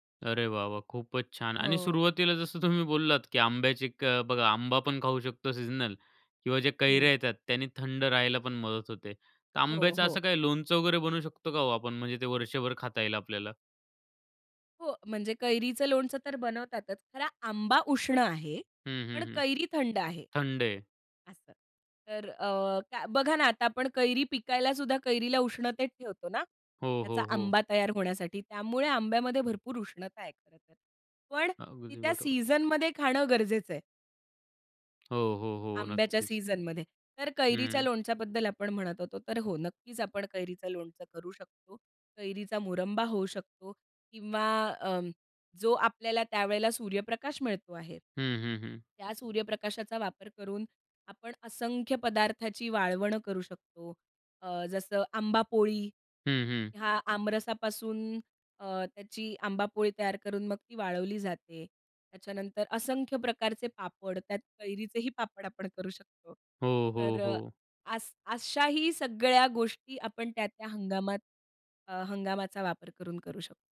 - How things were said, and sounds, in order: none
- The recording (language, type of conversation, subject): Marathi, podcast, हंगामी पिकं खाल्ल्याने तुम्हाला कोणते फायदे मिळतात?